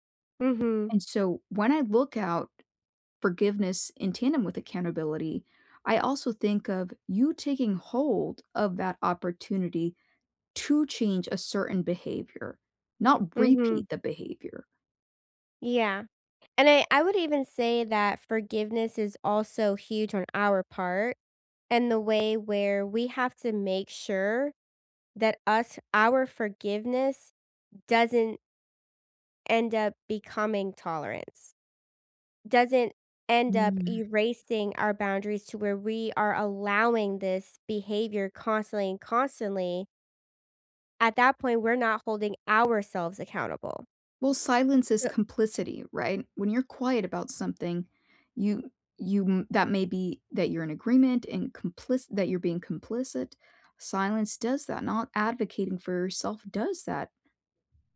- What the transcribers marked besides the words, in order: other background noise
- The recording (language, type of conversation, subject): English, unstructured, How do you know when to forgive and when to hold someone accountable?